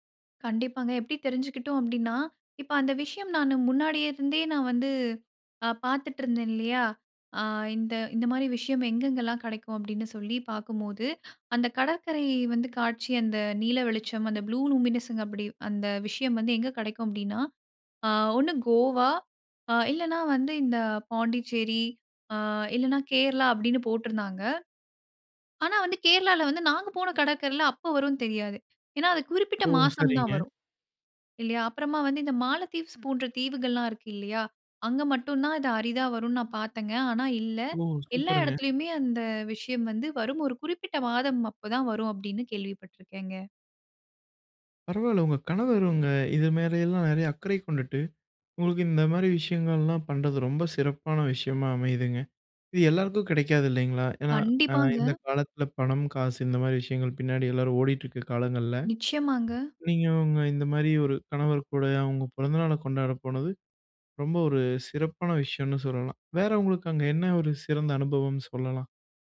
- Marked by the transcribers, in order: in English: "ப்ளூ லூமினென்ஸ்"; in English: "மாலத்தீவ்ஸ்"; other noise
- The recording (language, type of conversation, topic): Tamil, podcast, உங்களின் கடற்கரை நினைவொன்றை பகிர முடியுமா?